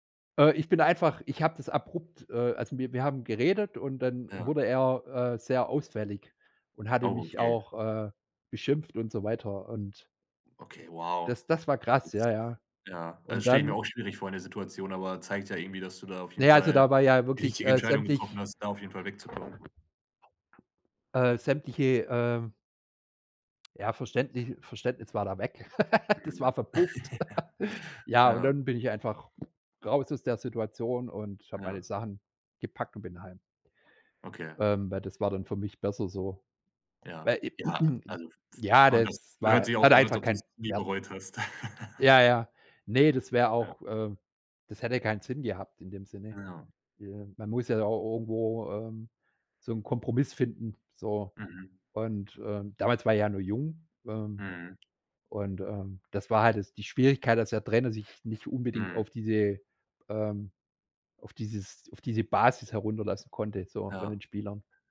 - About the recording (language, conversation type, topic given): German, podcast, Wie findest du Motivation für ein Hobby, das du vernachlässigt hast?
- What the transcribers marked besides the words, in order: other background noise; laugh; laughing while speaking: "Ja"; laugh; other noise; throat clearing; laugh